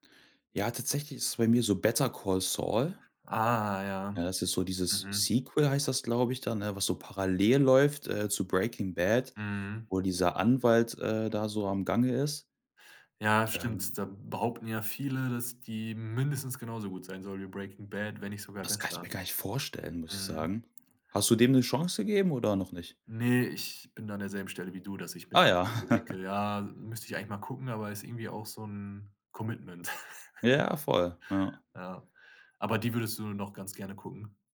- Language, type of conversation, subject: German, podcast, Welche Serie hast du zuletzt total gesuchtet?
- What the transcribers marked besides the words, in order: drawn out: "Ah"; stressed: "vorstellen"; laugh; in English: "Commitment"; laugh; other background noise